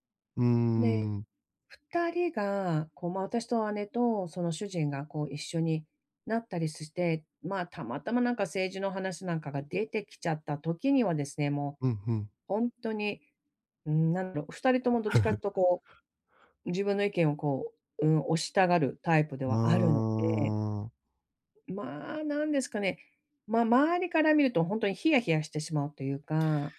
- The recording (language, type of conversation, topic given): Japanese, advice, 意見が食い違うとき、どうすれば平和的に解決できますか？
- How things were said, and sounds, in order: chuckle